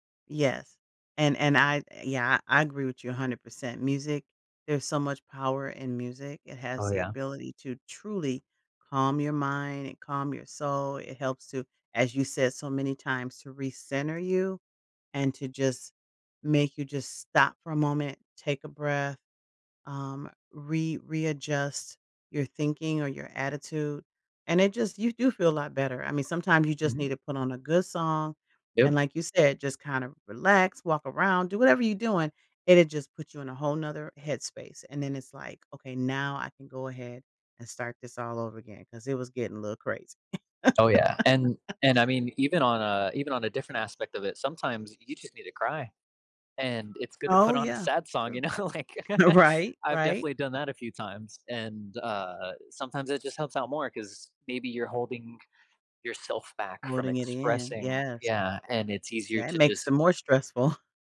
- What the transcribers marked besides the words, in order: laugh; other background noise; chuckle; laughing while speaking: "you know? Like"; laugh; tapping; laughing while speaking: "stressful"
- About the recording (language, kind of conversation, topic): English, unstructured, How would you like to get better at managing stress?
- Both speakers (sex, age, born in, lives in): female, 55-59, United States, United States; male, 20-24, United States, United States